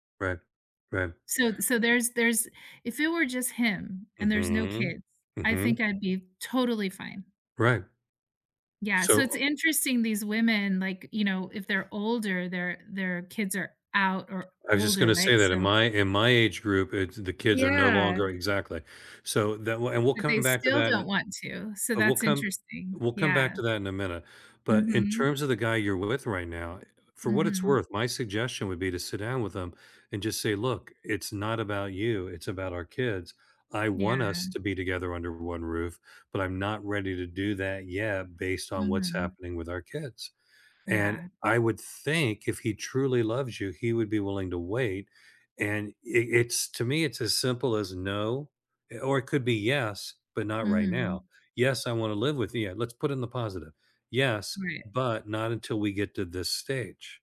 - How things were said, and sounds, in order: other background noise
- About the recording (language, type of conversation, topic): English, unstructured, How do you balance independence and togetherness?
- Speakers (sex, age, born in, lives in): female, 50-54, United States, United States; male, 65-69, United States, United States